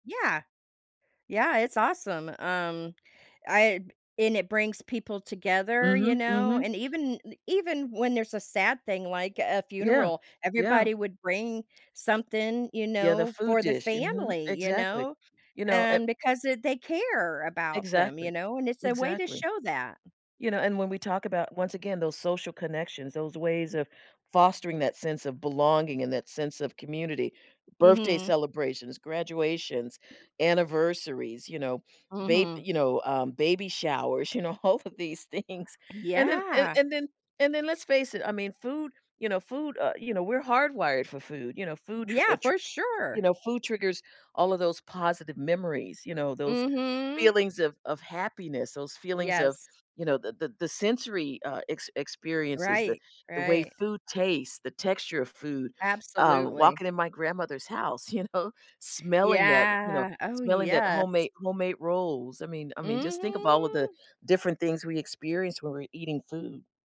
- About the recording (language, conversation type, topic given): English, unstructured, What can we learn about a culture by exploring its traditional foods and eating habits?
- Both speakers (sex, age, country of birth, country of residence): female, 60-64, United States, United States; female, 60-64, United States, United States
- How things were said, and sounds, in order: tapping; other background noise; laughing while speaking: "you know, all of these things"; laughing while speaking: "you know"; drawn out: "Yeah"; drawn out: "Mhm"